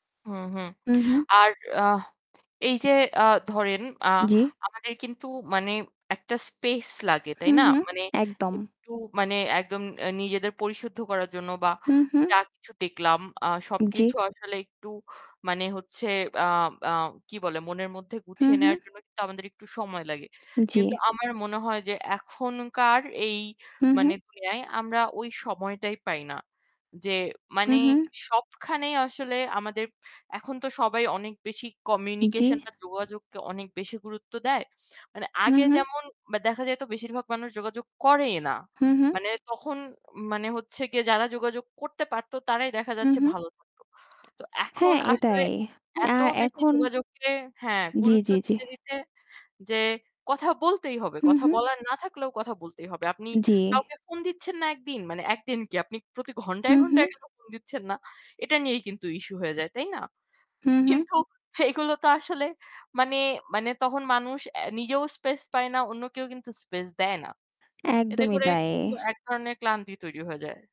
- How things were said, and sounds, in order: static; other background noise; in English: "communication"; tapping; laughing while speaking: "কিন্তু এগুলো তো আসলে"
- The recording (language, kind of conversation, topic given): Bengali, unstructured, আপনি কি কখনো নিজেকে একা মনে করেছেন, আর তখন আপনার কেমন লেগেছিল?
- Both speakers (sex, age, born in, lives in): female, 20-24, Bangladesh, Bangladesh; female, 25-29, Bangladesh, Bangladesh